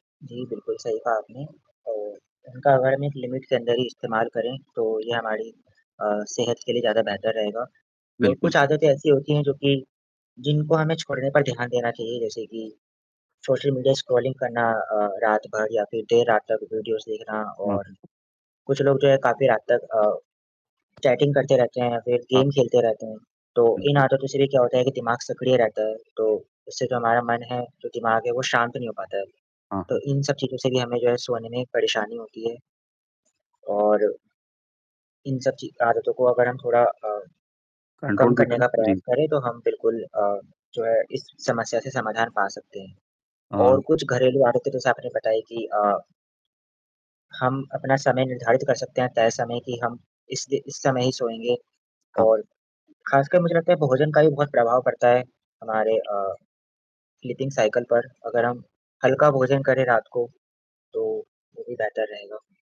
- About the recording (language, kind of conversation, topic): Hindi, unstructured, क्या तकनीकी उपकरणों ने आपकी नींद की गुणवत्ता पर असर डाला है?
- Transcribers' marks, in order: static; other background noise; in English: "लिमिट"; tapping; in English: "वीडियोज़"; in English: "चैटिंग"; in English: "गेम"; in English: "कंट्रोल"; distorted speech; in English: "स्लीपिंग साइकिल"